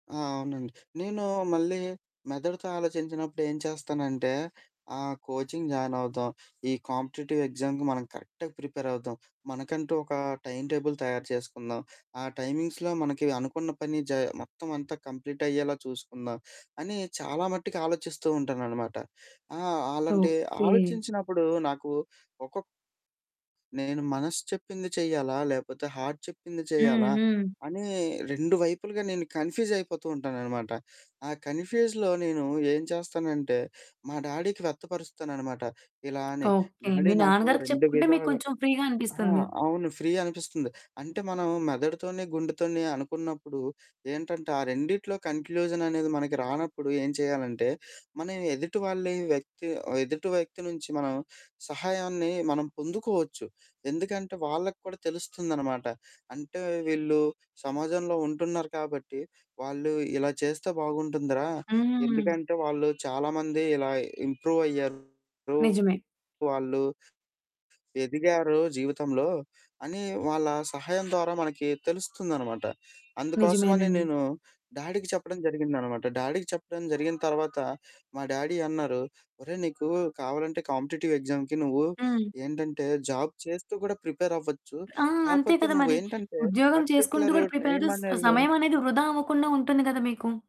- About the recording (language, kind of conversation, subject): Telugu, podcast, నిర్ణయం తీసుకునే ముందు మీ గుండె చెప్పే అంతర భావనను మీరు వినుతారా?
- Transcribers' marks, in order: in English: "కోచింగ్"; in English: "కాంపిటీటివ్ ఎగ్జామ్‌కి"; in English: "కరెక్ట్‌గా"; in English: "టైమ్ టేబుల్"; in English: "టైమింగ్స్‌లో"; in English: "కంప్లీట్"; in English: "హార్ట్"; in English: "కన్‌ఫ్యూజ్‌లో"; in English: "డాడీకి"; other background noise; in English: "డాడీ"; in English: "ఫ్రీ‌గా"; in English: "ఫ్రీ"; horn; distorted speech; in English: "డాడీకి"; in English: "డాడీకి"; in English: "డాడీ"; in English: "కాంపిటీటివ్ ఎగ్జామ్‌కి"; in English: "జాబ్"; in English: "పర్టిక్యులర్"